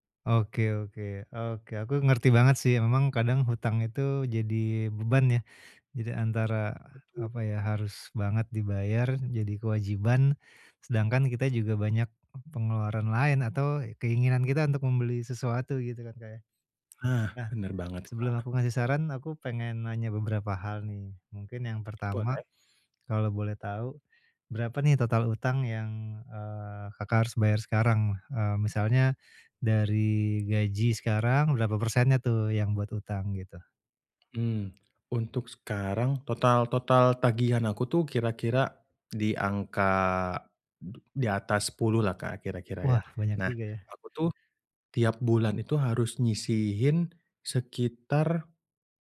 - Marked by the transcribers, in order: none
- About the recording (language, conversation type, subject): Indonesian, advice, Bagaimana cara mengatur anggaran agar bisa melunasi utang lebih cepat?